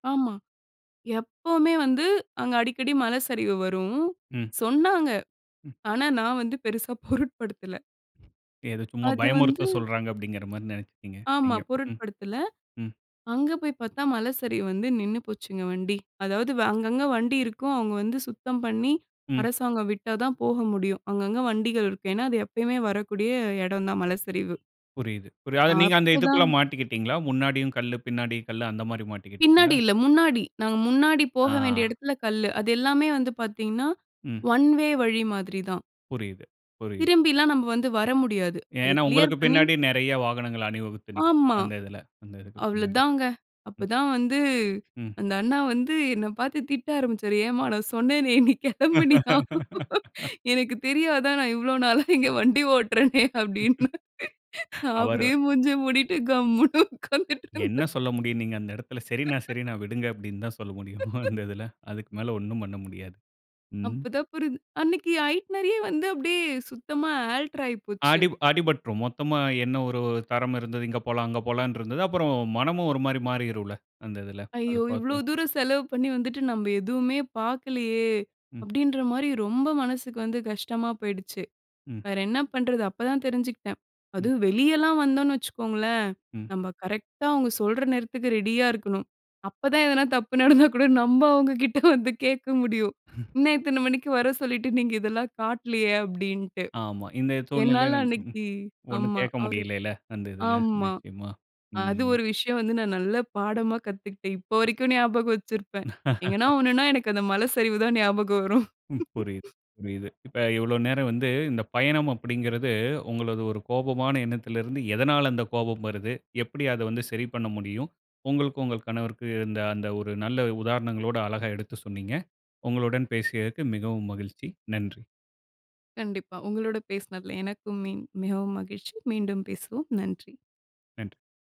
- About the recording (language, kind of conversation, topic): Tamil, podcast, பயணத்தில் நீங்கள் கற்றுக்கொண்ட முக்கியமான பாடம் என்ன?
- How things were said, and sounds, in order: laughing while speaking: "பெருசா பொருட்படுத்தல"; tapping; in English: "ஒன் வே"; laughing while speaking: "நீ கிளம்புனியா? எனக்கு தெரியாதா? நான் … கம்முன்னு உட்காந்துட்டு இருந்தேன்"; laugh; laugh; other noise; laugh; chuckle; other background noise; in English: "ஐட்னரியே"; in English: "ஆல்டர்"; laughing while speaking: "எதனா தப்பு நடந்தா கூட நம்ம அவங்ககிட்ட வந்து கேட்க முடியும்"; laugh; laugh